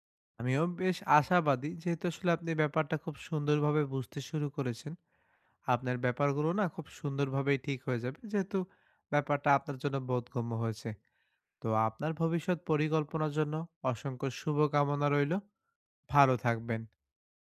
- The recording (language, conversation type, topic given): Bengali, advice, ব্যর্থতার ভয়ে চেষ্টা করা বন্ধ করা
- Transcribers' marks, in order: tapping